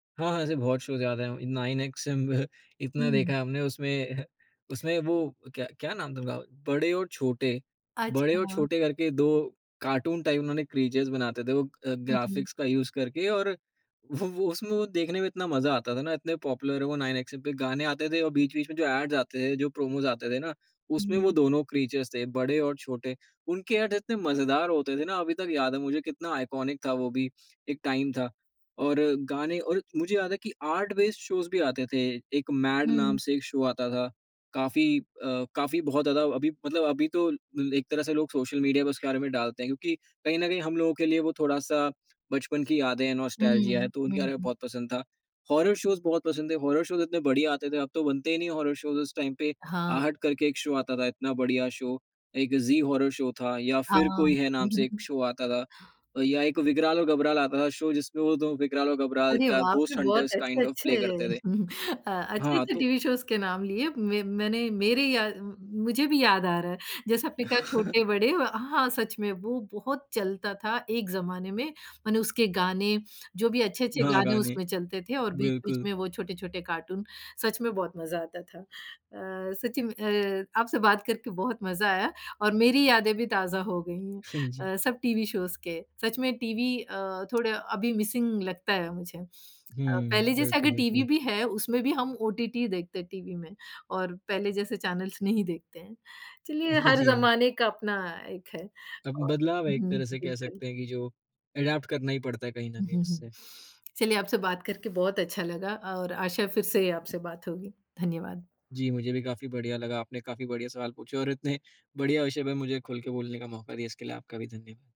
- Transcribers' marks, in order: in English: "शोज़"; chuckle; in English: "टाइप"; in English: "क्रीचर्स"; in English: "ग्राफिक्स"; in English: "यूज़"; in English: "पॉपुलर"; in English: "एड्स"; in English: "प्रोमोस"; in English: "क्रीचर्स"; in English: "ऐड"; in English: "आइकॉनिक"; in English: "टाइम"; in English: "आर्ट बेस्ड शोज़"; in English: "शो"; in English: "नॉस्टेल्जिया"; in English: "हॉरर शोज़"; in English: "हॉरर शोज़"; in English: "हॉरर शोज़"; in English: "टाइम"; in English: "शो"; in English: "शो"; in English: "हॉरर शो"; in English: "शो"; in English: "शो"; in English: "घोस्ट हंटर्स काइंड ऑफ प्ले"; chuckle; in English: "शोज़"; chuckle; laughing while speaking: "हाँ जी"; in English: "शोज़"; tapping; in English: "मिसिंग"; in English: "चैनलस"; laughing while speaking: "जी"; in English: "एडैप्ट"
- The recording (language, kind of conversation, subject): Hindi, podcast, आपके बचपन का सबसे यादगार टेलीविज़न कार्यक्रम कौन सा था?